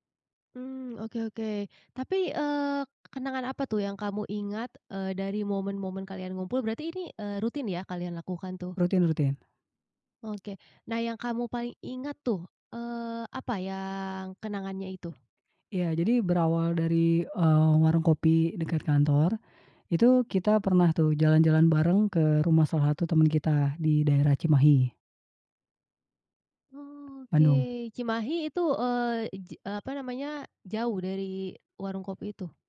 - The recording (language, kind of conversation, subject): Indonesian, podcast, Apa trikmu agar hal-hal sederhana terasa berkesan?
- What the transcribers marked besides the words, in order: none